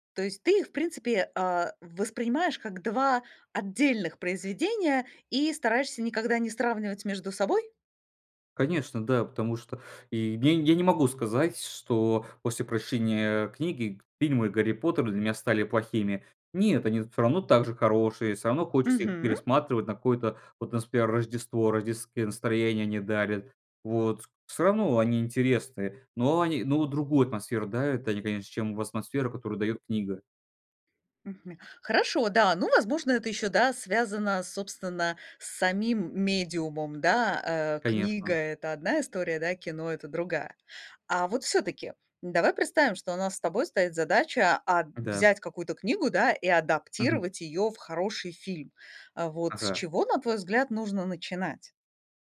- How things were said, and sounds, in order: "атмосферу" said as "асмосферу"
- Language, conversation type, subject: Russian, podcast, Как адаптировать книгу в хороший фильм без потери сути?